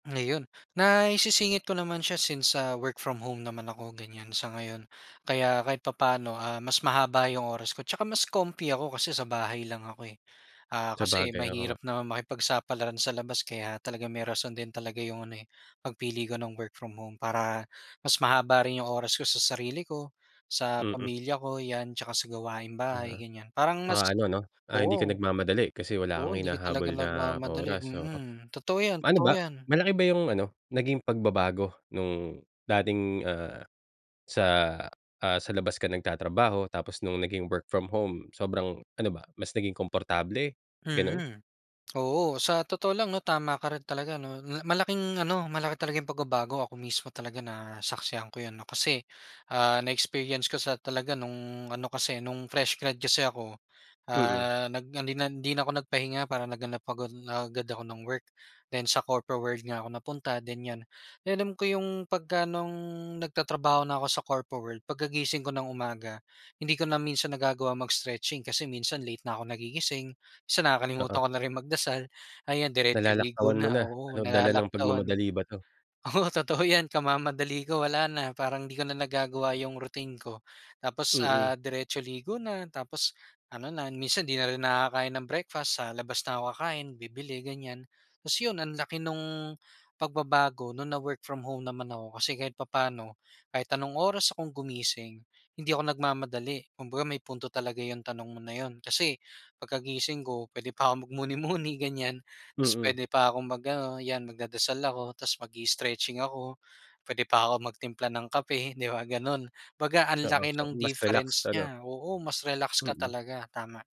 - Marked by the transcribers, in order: laughing while speaking: "Oo, totoo 'yan"; laughing while speaking: "akong magmuni-muni, ganiyan"
- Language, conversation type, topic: Filipino, podcast, Paano mo sinisimulan ang umaga sa bahay, at ano ang una mong ginagawa pagkapagising mo?